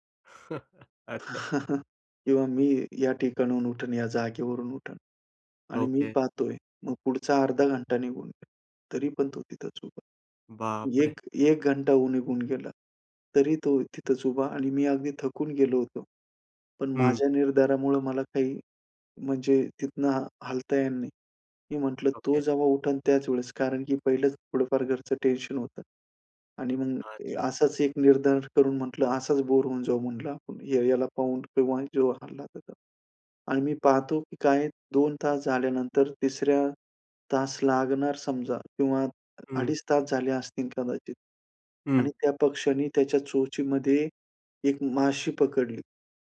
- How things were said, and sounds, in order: chuckle; in Hindi: "घंटा"; in Hindi: "घंटा"; other background noise
- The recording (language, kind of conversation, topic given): Marathi, podcast, निसर्गाकडून तुम्हाला संयम कसा शिकायला मिळाला?